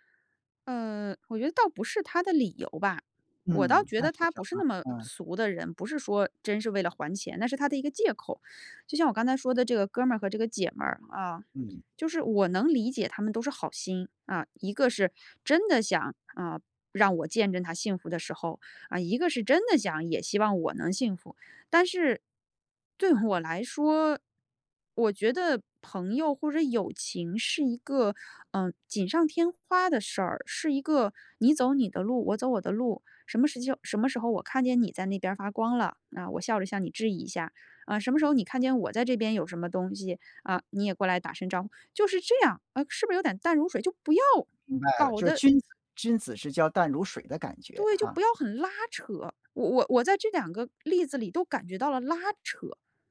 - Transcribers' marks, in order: none
- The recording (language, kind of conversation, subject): Chinese, podcast, 什么时候你会选择结束一段友情？